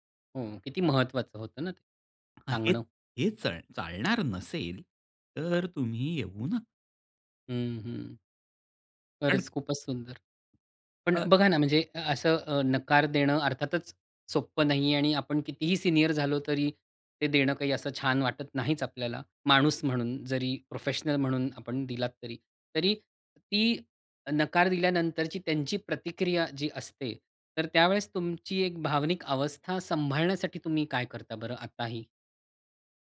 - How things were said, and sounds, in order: tapping; other background noise
- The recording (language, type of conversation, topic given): Marathi, podcast, नकार देताना तुम्ही कसे बोलता?